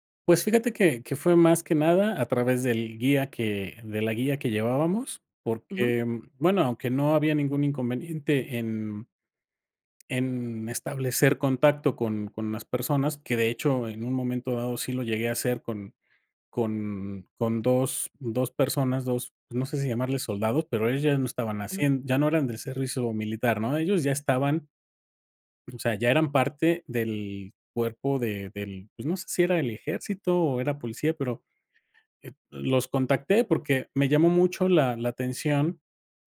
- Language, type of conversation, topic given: Spanish, podcast, ¿Qué aprendiste sobre la gente al viajar por distintos lugares?
- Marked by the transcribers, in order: none